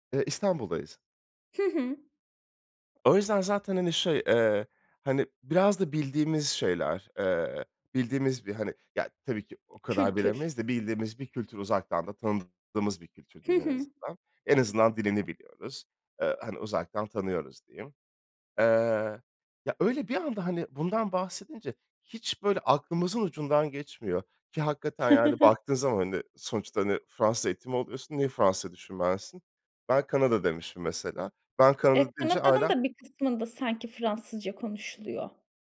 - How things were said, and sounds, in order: tapping; chuckle
- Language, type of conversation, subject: Turkish, podcast, Beklenmedik bir karşılaşmanın hayatını değiştirdiği zamanı anlatır mısın?